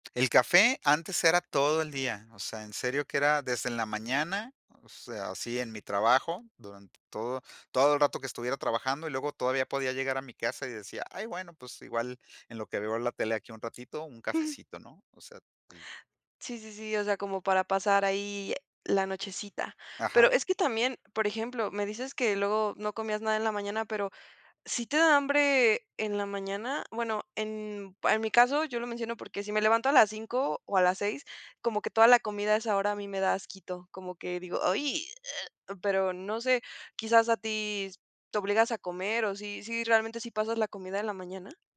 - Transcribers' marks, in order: put-on voice: "¡Ay!"; other noise
- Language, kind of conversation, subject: Spanish, podcast, ¿Qué trucos usas para dormir mejor por la noche?